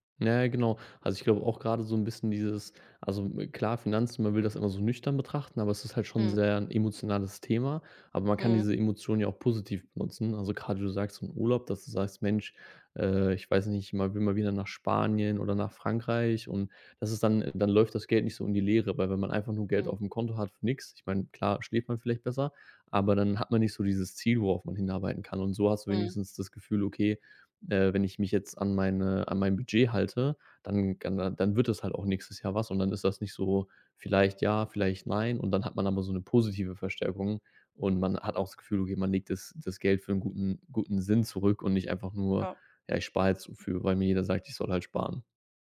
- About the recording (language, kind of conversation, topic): German, advice, Warum habe ich seit meiner Gehaltserhöhung weniger Lust zu sparen und gebe mehr Geld aus?
- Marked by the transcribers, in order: none